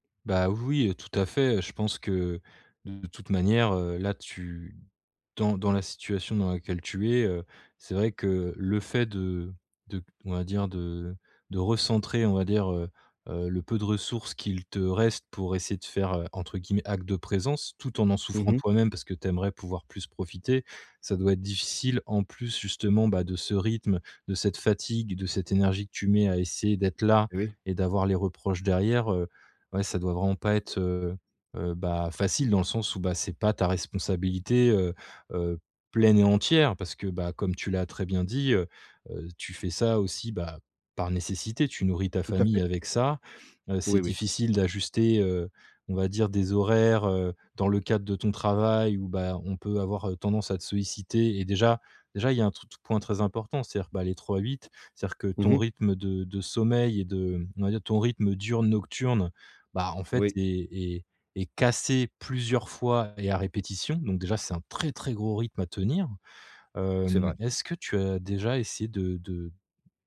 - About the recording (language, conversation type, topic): French, advice, Comment gérer la culpabilité liée au déséquilibre entre vie professionnelle et vie personnelle ?
- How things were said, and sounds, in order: unintelligible speech